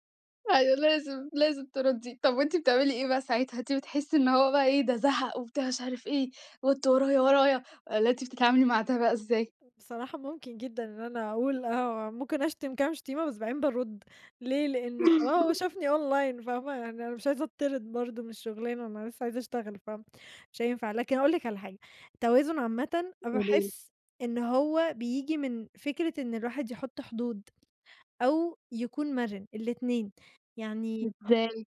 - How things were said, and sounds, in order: laugh; in English: "Online"
- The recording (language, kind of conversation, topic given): Arabic, podcast, إزاي بتحافظ على توازن ما بين الشغل وحياتك؟